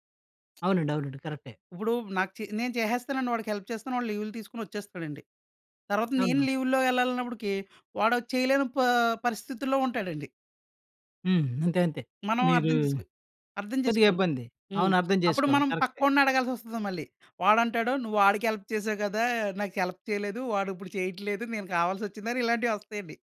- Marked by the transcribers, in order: lip smack; in English: "హెల్ప్"; other background noise; in English: "హెల్ప్"; in English: "హెల్ప్"; tapping
- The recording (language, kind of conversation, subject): Telugu, podcast, సహాయం కోరేటప్పుడు మీరు ఎలా వ్యవహరిస్తారు?